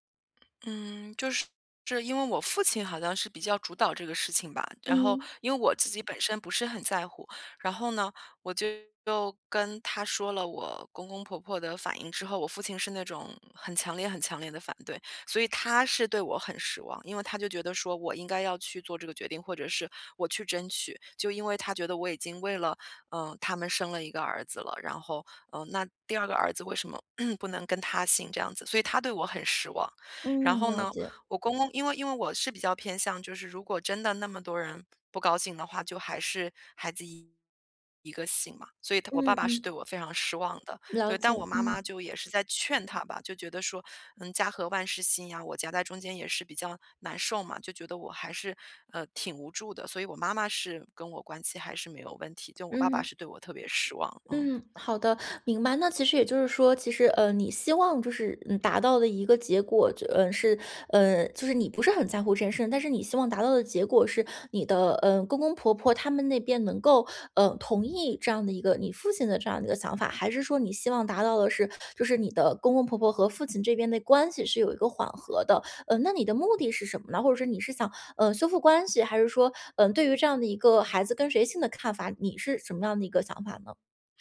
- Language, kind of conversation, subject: Chinese, advice, 如何与亲属沟通才能减少误解并缓解持续的冲突？
- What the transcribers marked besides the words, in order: throat clearing